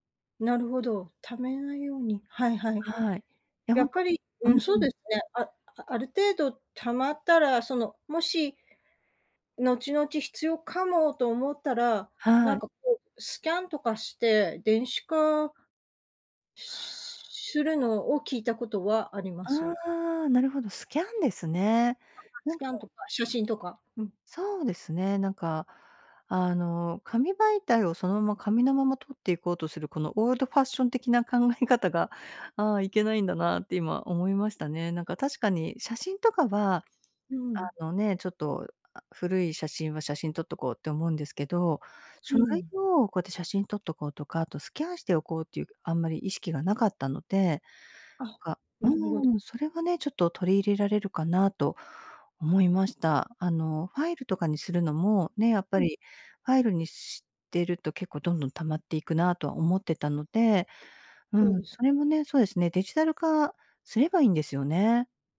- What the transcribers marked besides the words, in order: unintelligible speech
- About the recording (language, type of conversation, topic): Japanese, advice, 家でなかなかリラックスできないとき、どうすれば落ち着けますか？